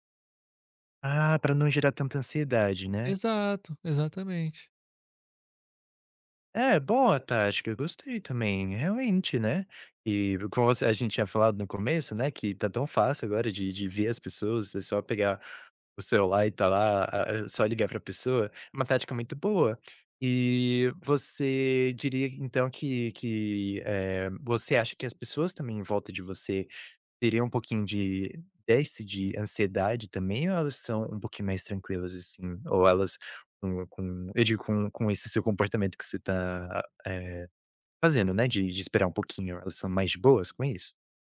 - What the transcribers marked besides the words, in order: none
- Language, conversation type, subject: Portuguese, podcast, Como o celular e as redes sociais afetam suas amizades?